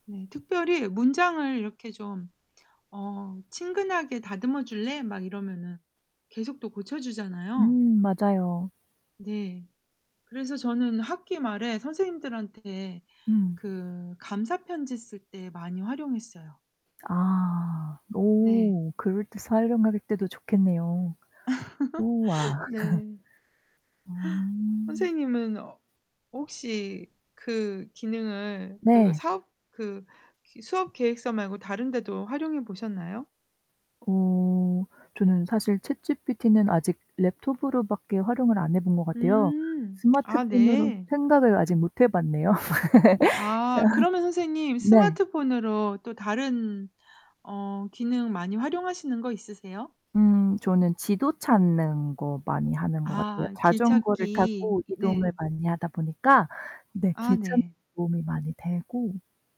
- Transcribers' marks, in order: other background noise; static; unintelligible speech; laugh; tapping; laugh; in English: "Laptop으로"; laugh; laughing while speaking: "아"; distorted speech
- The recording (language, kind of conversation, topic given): Korean, unstructured, 요즘 가장 좋아하는 스마트폰 기능은 무엇인가요?